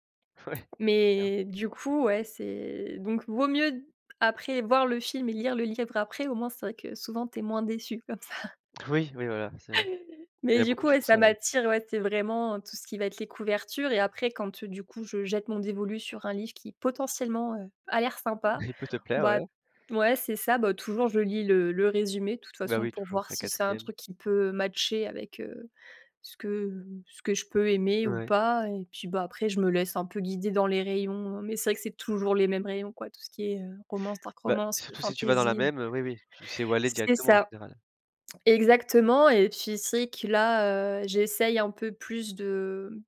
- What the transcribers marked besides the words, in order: laughing while speaking: "Ouais"; other noise
- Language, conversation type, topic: French, podcast, Comment choisis-tu un livre quand tu vas en librairie ?
- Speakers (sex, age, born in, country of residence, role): female, 25-29, France, France, guest; male, 20-24, France, France, host